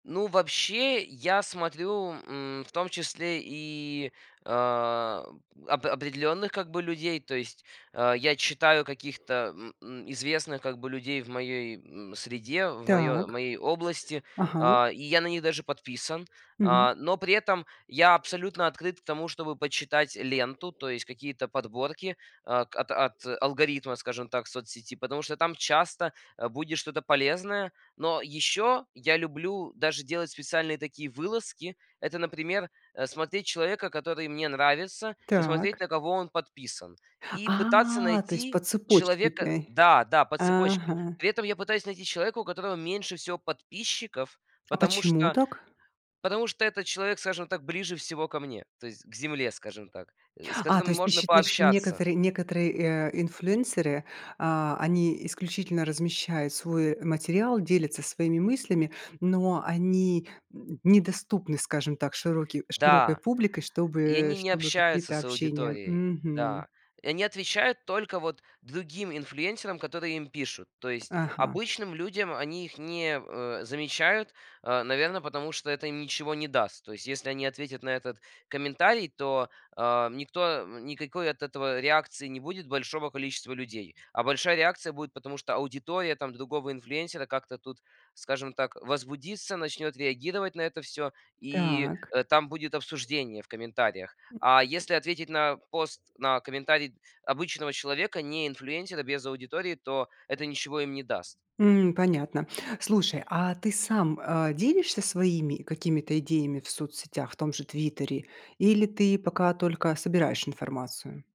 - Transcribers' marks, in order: drawn out: "А"; tapping; other background noise
- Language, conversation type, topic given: Russian, podcast, Как социальные сети влияют на твой творческий процесс?